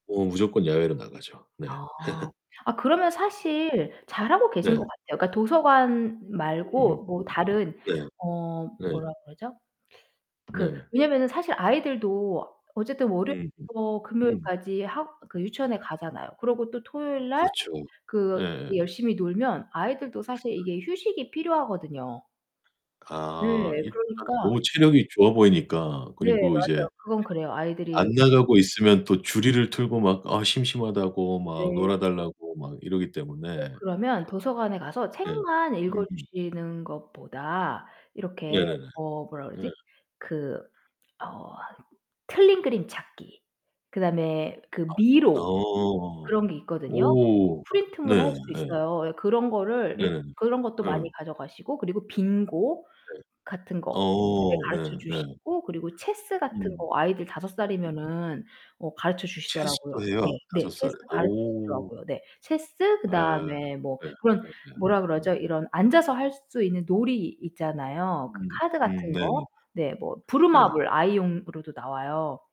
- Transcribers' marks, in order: laugh; tapping; other background noise; distorted speech
- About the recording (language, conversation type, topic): Korean, advice, 부모가 된 뒤 바뀐 생활 패턴에 어떻게 적응하고 계신가요?